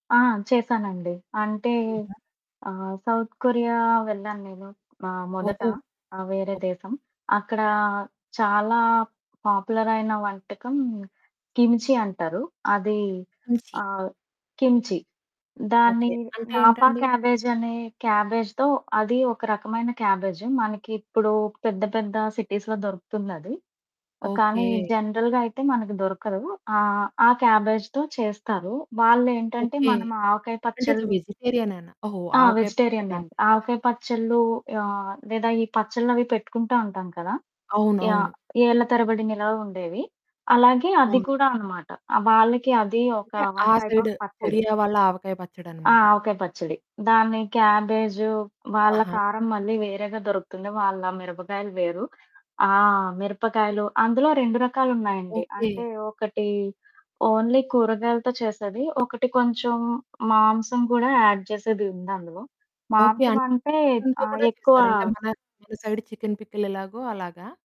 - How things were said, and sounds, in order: static; in Korean: "కిమ్చీ"; in Korean: "కిమ్చీ"; in Korean: "నాపా"; in Korean: "కిమ్చీ"; in English: "క్యాబేజ్‌తో"; in English: "క్యాబేజ్"; in English: "సిటీస్‌లో"; in English: "జనరల్‌గా"; in English: "క్యాబేజ్‌తో"; distorted speech; in English: "వన్ టైప్ ఆఫ్"; in English: "ఓన్లీ"; in English: "యాడ్"; in English: "సైడ్ చికెన్ పికిల్"
- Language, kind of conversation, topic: Telugu, podcast, మీరు కొత్త రుచులను ఎలా అన్వేషిస్తారు?